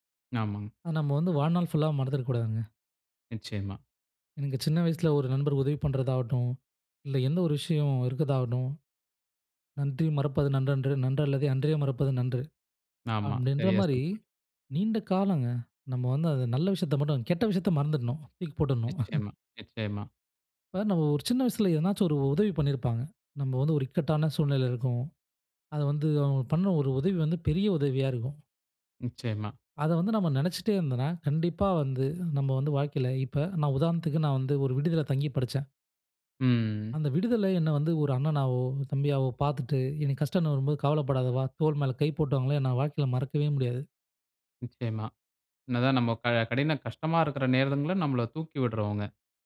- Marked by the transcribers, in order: other background noise; chuckle; drawn out: "ம்"
- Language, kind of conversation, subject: Tamil, podcast, கற்றதை நீண்டகாலம் நினைவில் வைத்திருக்க நீங்கள் என்ன செய்கிறீர்கள்?